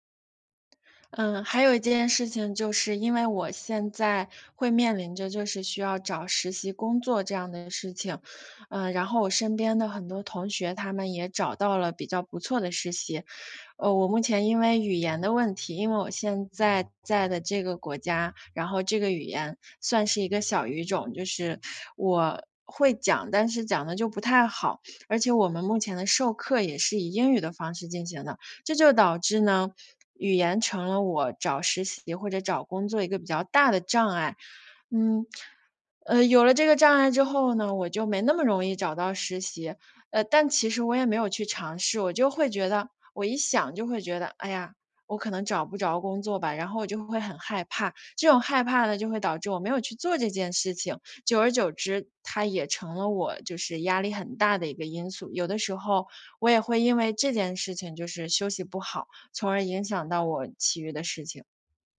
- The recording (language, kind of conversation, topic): Chinese, advice, 你能描述一下最近持续出现、却说不清原因的焦虑感吗？
- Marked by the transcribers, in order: other background noise